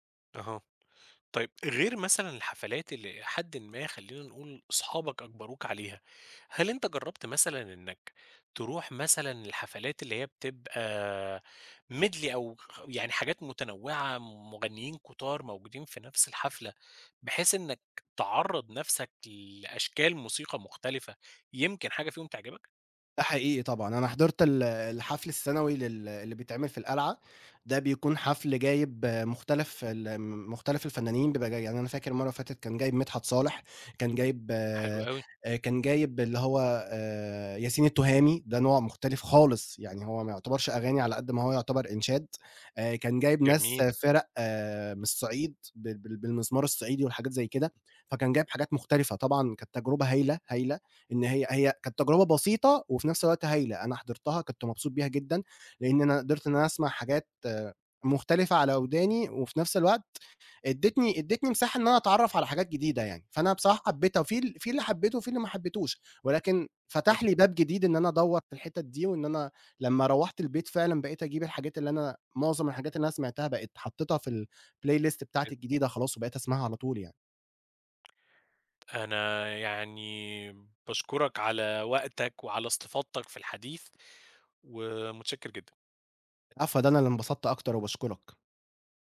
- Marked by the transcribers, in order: in English: "Medley"; in English: "الplaylist"; unintelligible speech
- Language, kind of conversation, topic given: Arabic, podcast, إزاي بتكتشف موسيقى جديدة عادة؟